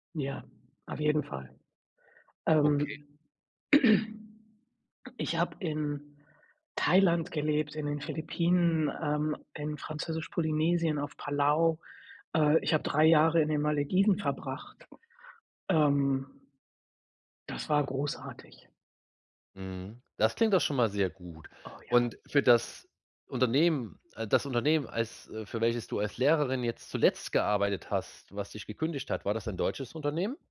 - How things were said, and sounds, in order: throat clearing
- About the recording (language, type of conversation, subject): German, advice, Wie kann ich besser mit der ständigen Unsicherheit in meinem Leben umgehen?